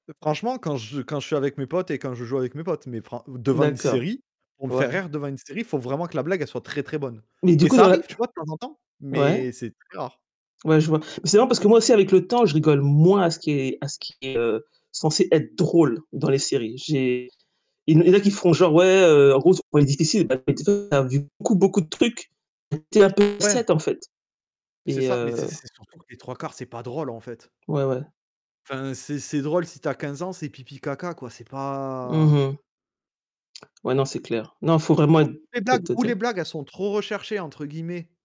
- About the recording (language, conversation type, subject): French, unstructured, Les comédies sont-elles plus réconfortantes que les drames ?
- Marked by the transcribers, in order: tapping; distorted speech; stressed: "moins"; stressed: "drôle"; unintelligible speech; unintelligible speech; drawn out: "pas"; unintelligible speech